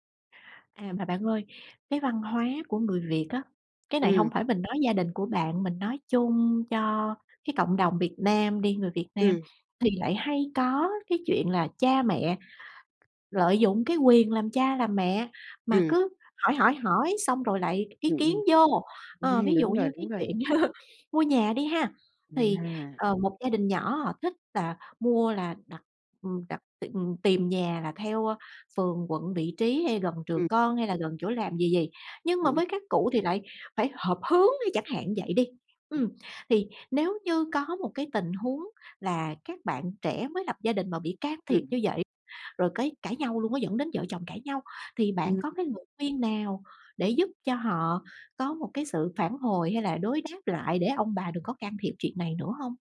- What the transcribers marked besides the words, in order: tapping; laughing while speaking: "ừm"; laugh; unintelligible speech
- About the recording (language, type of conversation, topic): Vietnamese, podcast, Làm thế nào để đặt ranh giới với người thân mà vẫn giữ được tình cảm và hòa khí?